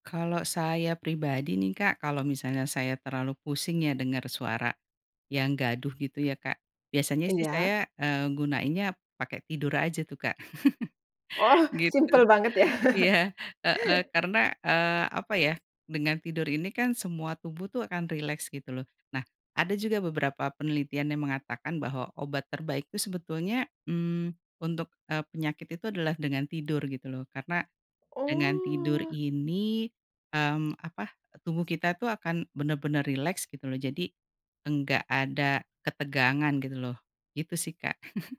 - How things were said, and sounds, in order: other background noise; chuckle; laughing while speaking: "ya"; chuckle; tapping; chuckle
- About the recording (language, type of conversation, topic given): Indonesian, podcast, Tips mengurangi stres lewat kegiatan sederhana di alam